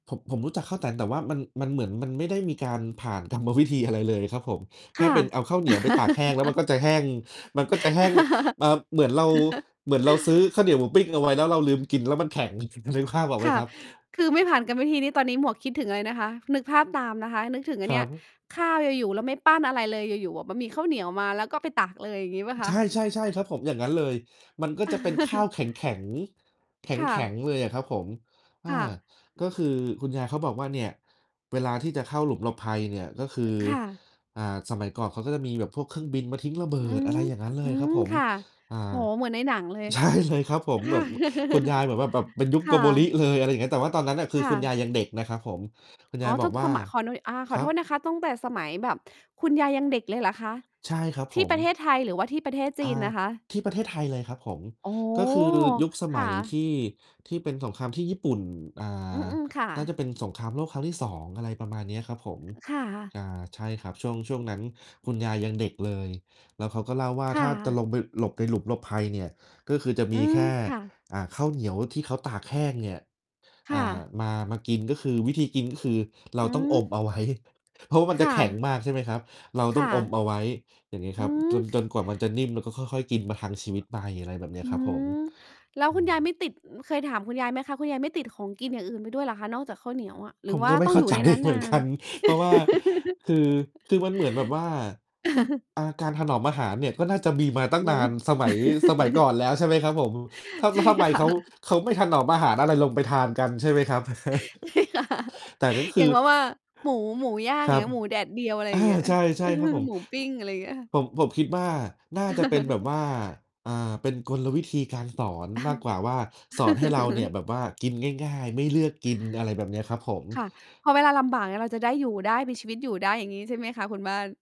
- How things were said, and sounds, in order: distorted speech; laughing while speaking: "วิธี"; laugh; mechanical hum; laugh; other noise; chuckle; laughing while speaking: "ไว้ เพราะ"; laughing while speaking: "เข้าใจ"; laugh; laugh; laughing while speaking: "ใช่ค่ะ"; laughing while speaking: "ใช่ค่ะ เพียงเพราะว่า"; chuckle; chuckle; tapping; laugh; laugh
- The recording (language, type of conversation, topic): Thai, unstructured, ถ้าคุณสามารถพูดอะไรกับตัวเองตอนเด็กได้ คุณจะพูดว่าอะไร?